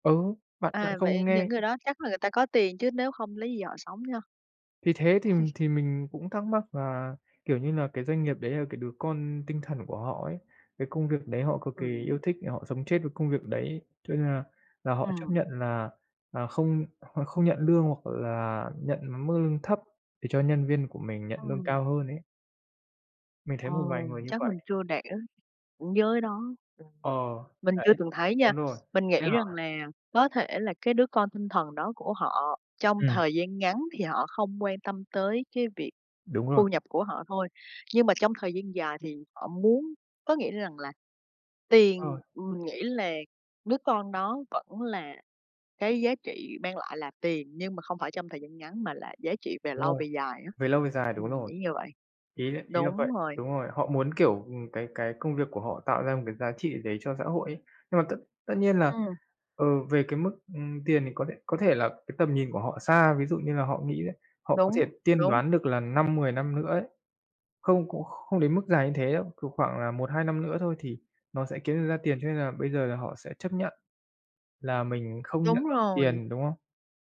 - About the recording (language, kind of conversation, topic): Vietnamese, unstructured, Tiền có làm con người thay đổi tính cách không?
- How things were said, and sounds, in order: tapping; chuckle; other background noise